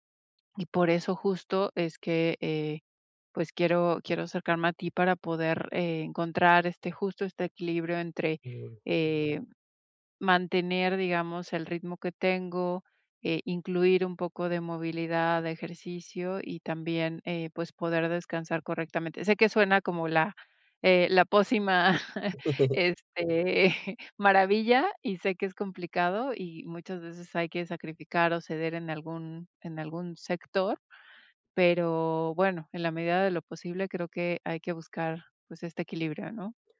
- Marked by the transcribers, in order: chuckle; laugh; chuckle
- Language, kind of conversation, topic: Spanish, advice, Rutinas de movilidad diaria